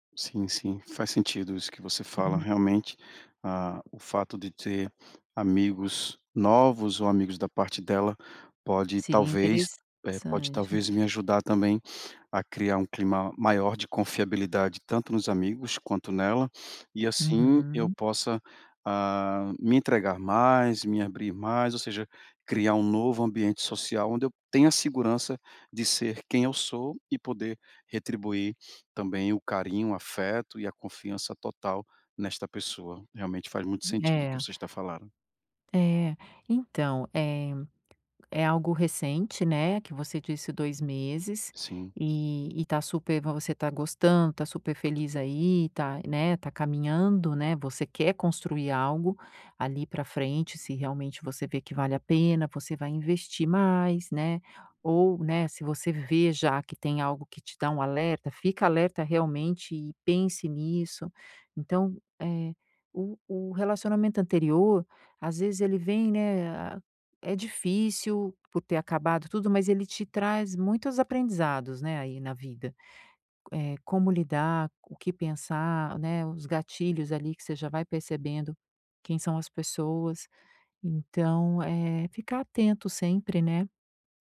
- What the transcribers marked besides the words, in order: none
- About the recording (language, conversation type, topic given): Portuguese, advice, Como posso estabelecer limites saudáveis ao iniciar um novo relacionamento após um término?